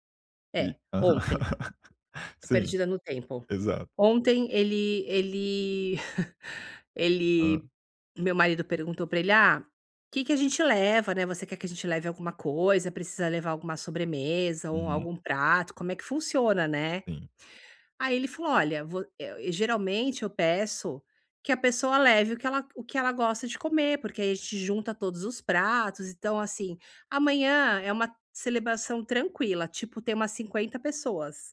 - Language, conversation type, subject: Portuguese, advice, Como posso aproveitar melhor as festas sociais sem me sentir deslocado?
- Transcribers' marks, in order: laugh; giggle